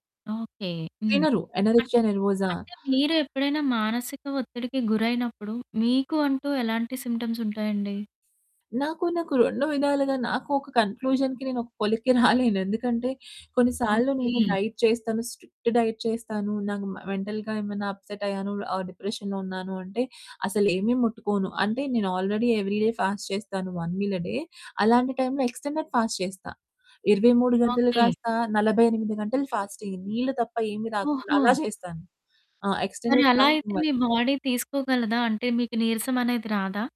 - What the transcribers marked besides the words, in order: distorted speech; in English: "అనొరెక్సియా నెర్వోజా"; in English: "సింప్టమ్స్"; in English: "కన్‌క్లూజన్‌కి"; giggle; other background noise; in English: "డైట్"; in English: "స్ట్రిక్ట్ డైట్"; in English: "మెంటల్‌గా"; in English: "అప్సెట్"; in English: "డిప్రెషన్‌లో"; in English: "ఆల్రెడీ ఎవ్రీ డే ఫాస్ట్"; in English: "వన్ మీల్ ఎ డే"; in English: "ఎక్స్‌టెండెడ్ ఫాస్ట్"; in English: "ఫాస్ట్"; in English: "ఎక్స్‌టెండెడ్ ఫాస్టింగ్"; in English: "బాడీ"
- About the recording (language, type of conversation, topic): Telugu, podcast, శరీరంలో కనిపించే సంకేతాల ద్వారా మానసిక ఒత్తిడిని ఎలా గుర్తించవచ్చు?